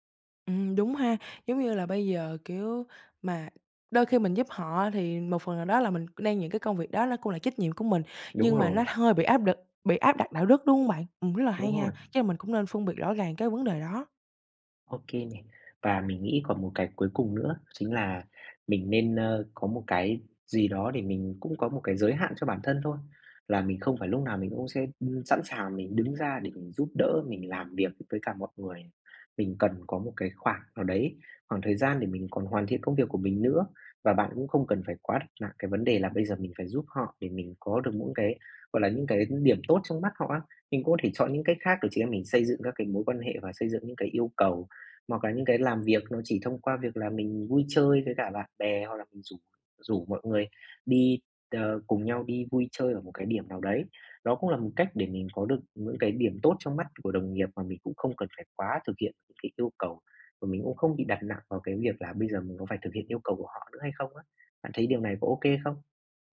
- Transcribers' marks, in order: tapping
- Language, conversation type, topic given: Vietnamese, advice, Làm sao phân biệt phản hồi theo yêu cầu và phản hồi không theo yêu cầu?